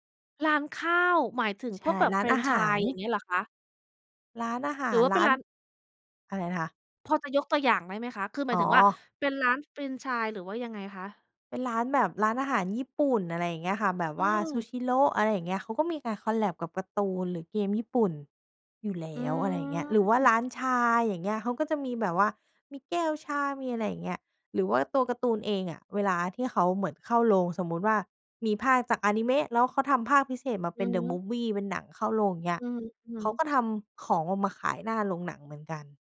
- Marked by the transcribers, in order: other background noise; in English: "คอลแลบ"; tapping
- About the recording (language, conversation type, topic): Thai, podcast, ทำไมอนิเมะถึงได้รับความนิยมมากขึ้น?